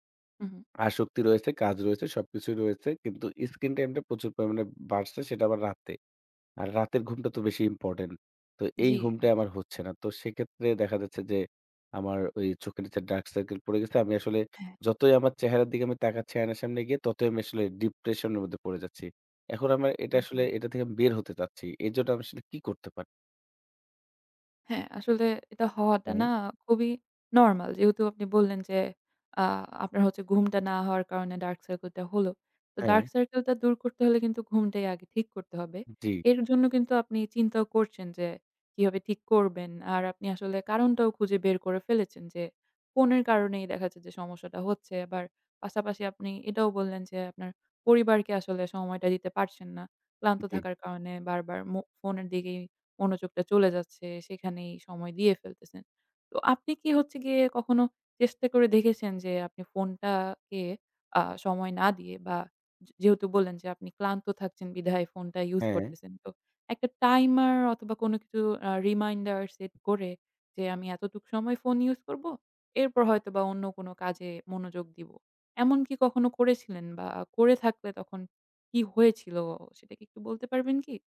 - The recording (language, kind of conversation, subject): Bengali, advice, রাতে স্ক্রিন সময় বেশি থাকলে কি ঘুমের সমস্যা হয়?
- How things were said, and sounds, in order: unintelligible speech; other background noise; tapping